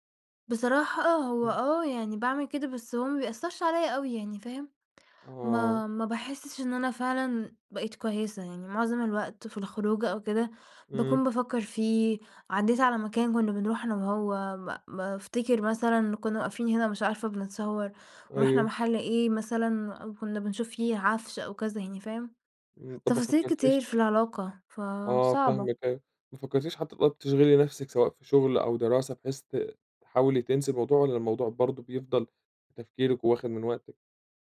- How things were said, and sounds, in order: none
- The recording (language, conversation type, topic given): Arabic, advice, إزاي أتعامل لما أشوف شريكي السابق مع حد جديد؟